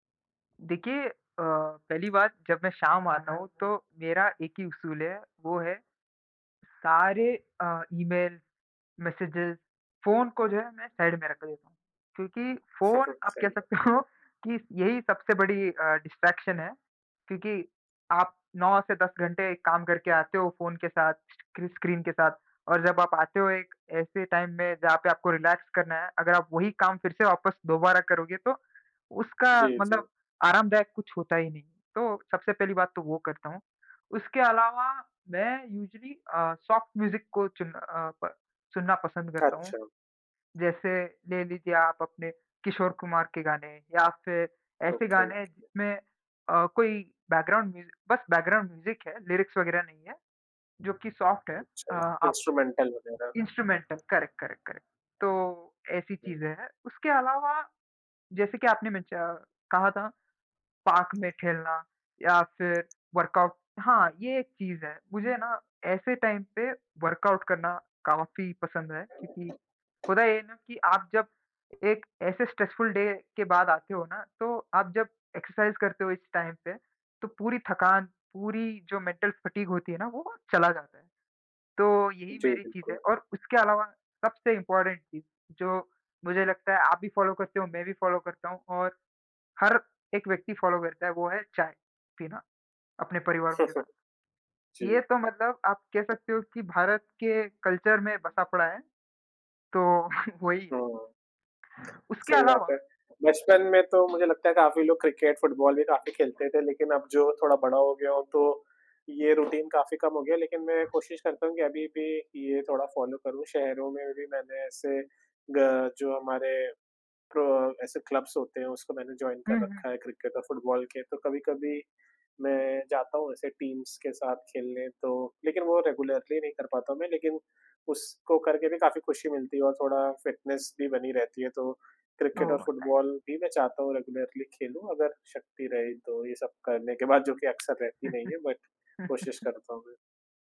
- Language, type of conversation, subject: Hindi, unstructured, आप अपनी शाम को अधिक आरामदायक कैसे बनाते हैं?
- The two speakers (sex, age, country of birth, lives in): male, 20-24, India, India; male, 25-29, India, India
- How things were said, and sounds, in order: other background noise; in English: "मैसेजेस"; in English: "साइड"; laughing while speaking: "हो"; chuckle; in English: "डिस्ट्रैक्शन"; in English: "स्क्रीन"; in English: "टाइम"; in English: "रिलैक्स"; in English: "यूज़्अली"; in English: "सॉफ़्ट म्यूज़िक"; in English: "ओके, ओके"; in English: "बैकग्राउंड म्यूज़िक"; in English: "बैकग्राउंड म्यूज़िक"; in English: "लिरिक्स"; in English: "सॉफ्ट"; tapping; in English: "इंस्ट्रूमेंटल"; in English: "इंस्ट्रूमेंटल, करेक्ट, करेक्ट, करेक्ट"; in English: "पार्क"; in English: "वर्कआउट"; in English: "टाइम"; in English: "वर्कआउट"; in English: "स्ट्रेसफुल डे"; in English: "एक्सरसाइज़"; in English: "टाइम"; in English: "मेंटल फ़ैटिग"; in English: "इम्पॉर्टेंट"; in English: "फ़ॉलो"; in English: "फ़ॉलो"; in English: "फ़ॉलो"; chuckle; in English: "कल्चर"; chuckle; in English: "रूटीन"; in English: "फ़ॉलो"; in English: "क्लब्स"; in English: "जॉइन"; in English: "टीम्स"; in English: "रेगुलरली"; in English: "फिटनेस"; in English: "रेगुलरली"; chuckle; in English: "बट"